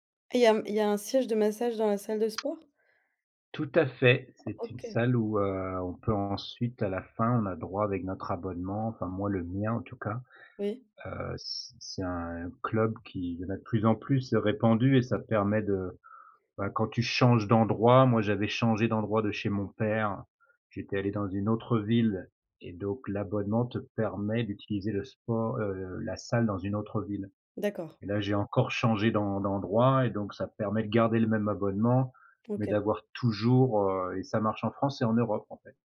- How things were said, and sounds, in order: other background noise
- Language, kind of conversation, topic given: French, podcast, Quel loisir te passionne en ce moment ?